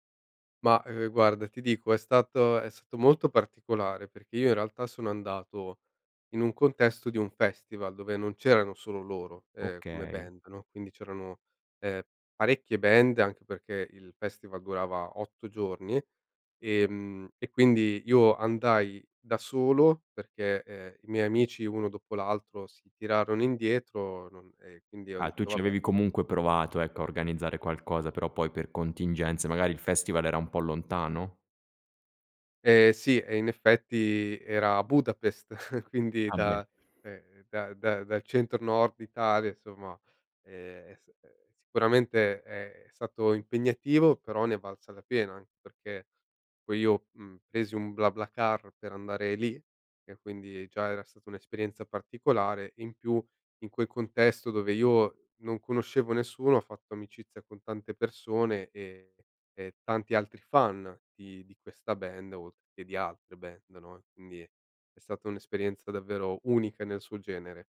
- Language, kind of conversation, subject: Italian, podcast, Ci parli di un artista che unisce culture diverse nella sua musica?
- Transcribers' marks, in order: chuckle